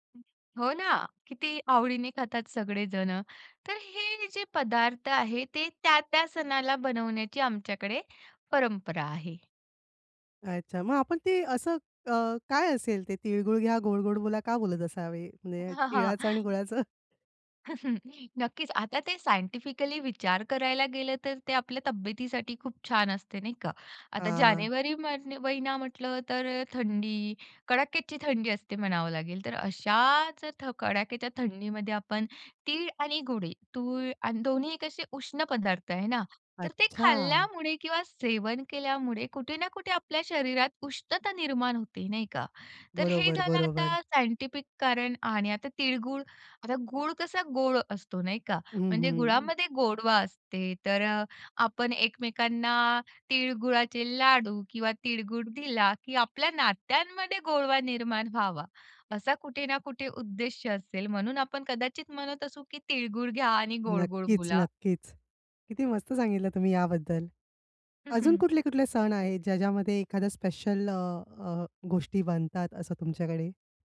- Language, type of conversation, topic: Marathi, podcast, विशेष सणांमध्ये कोणते अन्न आवर्जून बनवले जाते आणि त्यामागचे कारण काय असते?
- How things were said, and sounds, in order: other noise; tapping; chuckle; laughing while speaking: "गुळाचं"; other background noise; chuckle; stressed: "अशाच"; chuckle